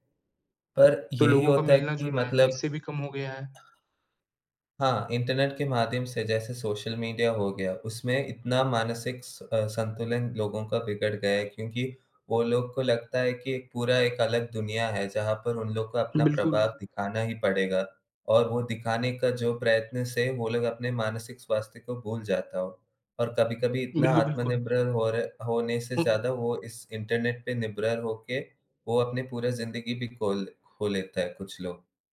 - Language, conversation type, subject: Hindi, unstructured, इंटरनेट ने आपके जीवन को कैसे बदला है?
- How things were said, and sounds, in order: "आत्मनिर्भर" said as "आत्मनिब्रर"; tapping; "निर्भर" said as "निब्रर"